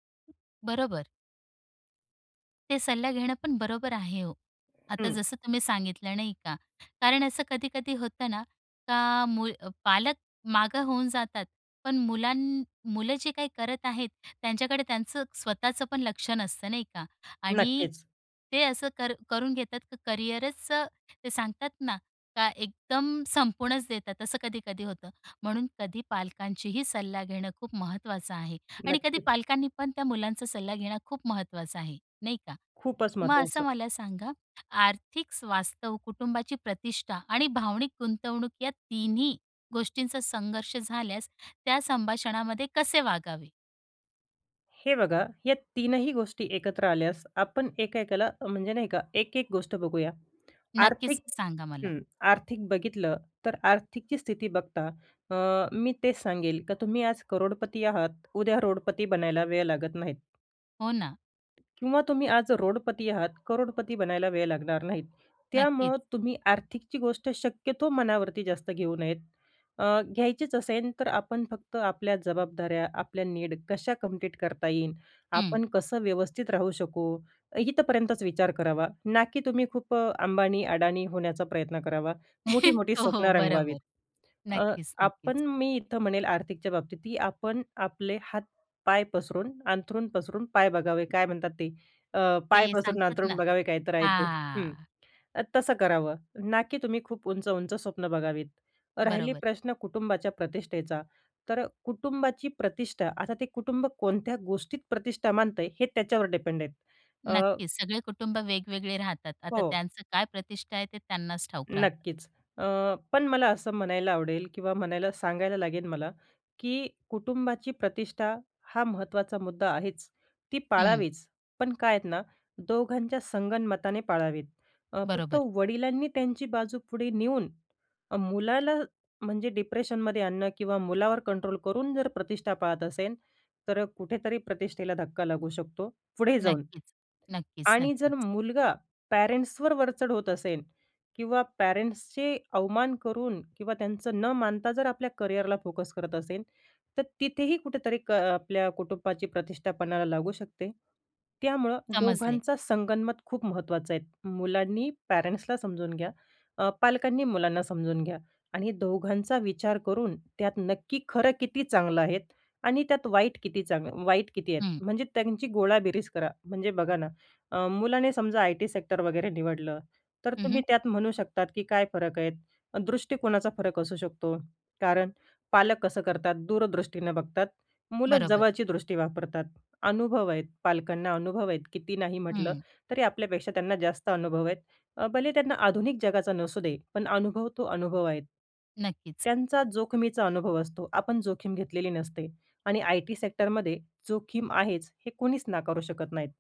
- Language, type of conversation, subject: Marathi, podcast, करिअर निवडीबाबत पालकांच्या आणि मुलांच्या अपेक्षा कशा वेगळ्या असतात?
- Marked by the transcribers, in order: in English: "नीड"; in English: "कंप्लीट"; chuckle; in English: "डिपेंड"; in English: "डिप्रेशनमध्ये"; in English: "कंट्रोल"; in English: "पॅरेंट्सवर"; in English: "पॅरेंट्सचे"; in English: "करिअरला फोकस"; in English: "पॅरेंट्सला"; in English: "आय-टी सेक्टर"; in English: "आय-टी सेक्टरमधे"